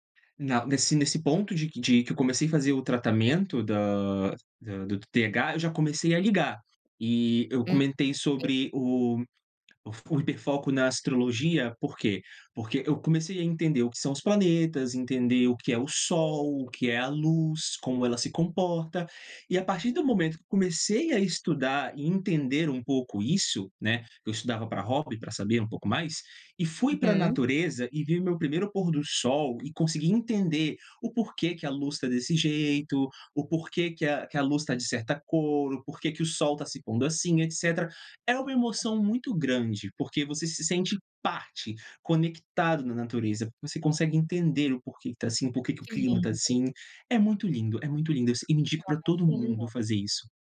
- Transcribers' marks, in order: tapping
- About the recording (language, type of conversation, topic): Portuguese, podcast, Como a simplicidade da natureza pode ajudar você a cuidar da sua saúde mental?